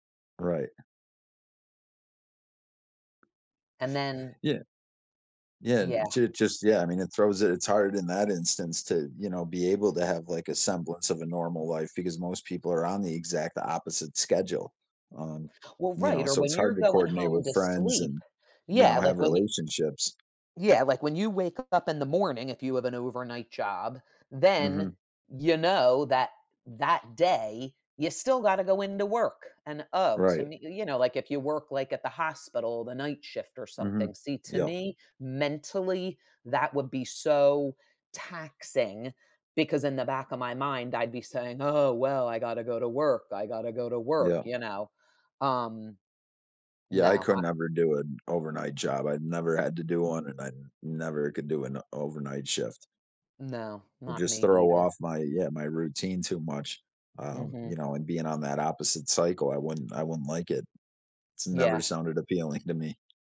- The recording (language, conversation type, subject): English, unstructured, What factors affect your productivity at different times of day?
- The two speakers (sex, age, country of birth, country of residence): female, 55-59, United States, United States; male, 35-39, United States, United States
- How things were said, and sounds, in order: tapping